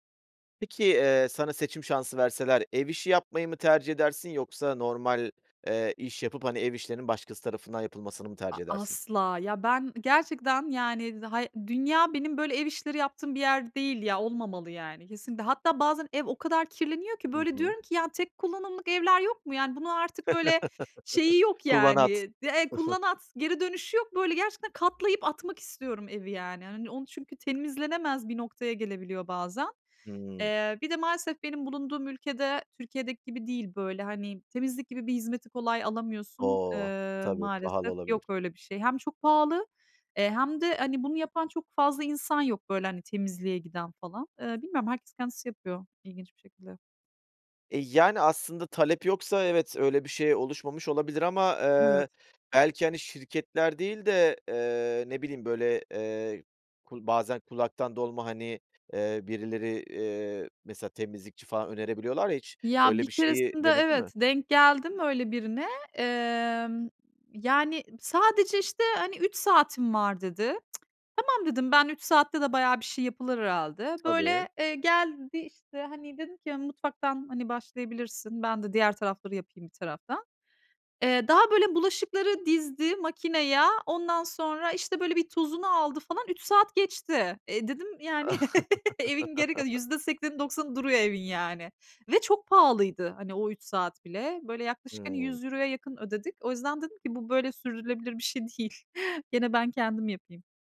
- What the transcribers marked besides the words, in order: laugh; chuckle; other background noise; tsk; laugh; chuckle; laughing while speaking: "değil"
- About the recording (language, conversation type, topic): Turkish, podcast, Ev işleriyle iş mesaisini nasıl dengeliyorsun, hangi pratik yöntemleri kullanıyorsun?